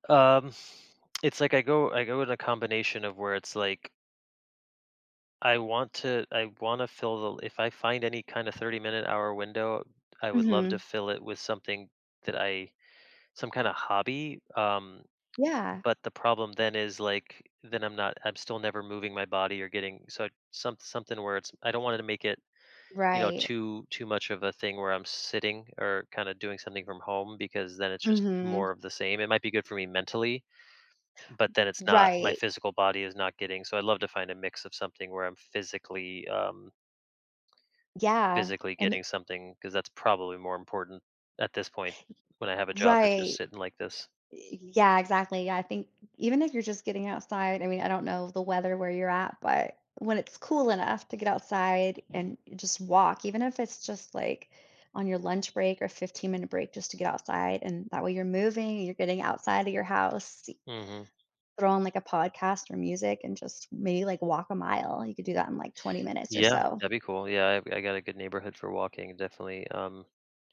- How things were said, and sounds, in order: lip smack; other background noise; background speech
- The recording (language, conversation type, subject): English, advice, How can I break my daily routine?